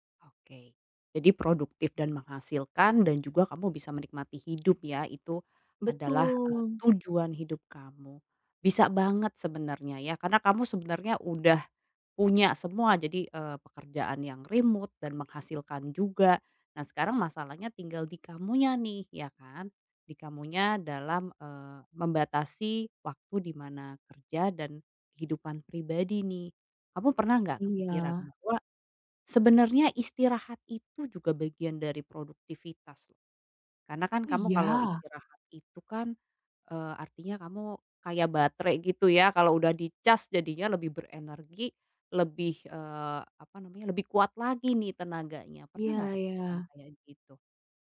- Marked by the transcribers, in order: drawn out: "Betul"; in English: "rimut"; "remote" said as "rimut"
- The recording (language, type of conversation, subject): Indonesian, advice, Bagaimana cara menyeimbangkan tuntutan startup dengan kehidupan pribadi dan keluarga?